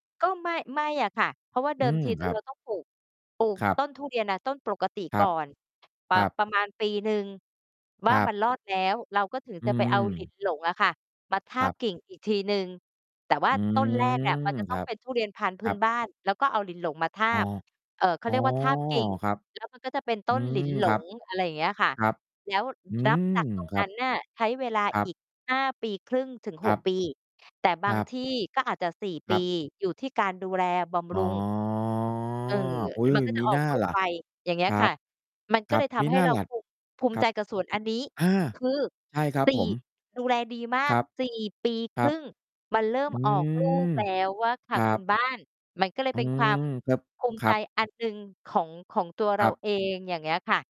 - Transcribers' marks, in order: distorted speech; other background noise; drawn out: "อืม"; drawn out: "อ๋อ"; drawn out: "อ๋อ"; mechanical hum; tapping
- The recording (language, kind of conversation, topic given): Thai, unstructured, อะไรคือสิ่งที่ทำให้คุณรู้สึกภูมิใจในตัวเองมากที่สุด?